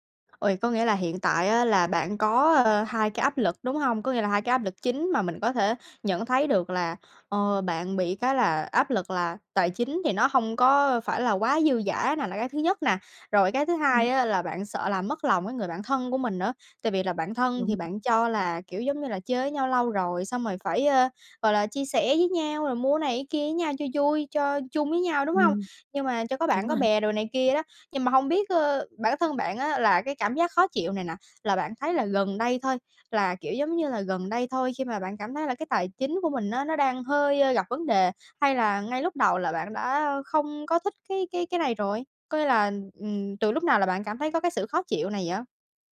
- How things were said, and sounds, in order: tapping
- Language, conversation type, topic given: Vietnamese, advice, Bạn làm gì khi cảm thấy bị áp lực phải mua sắm theo xu hướng và theo mọi người xung quanh?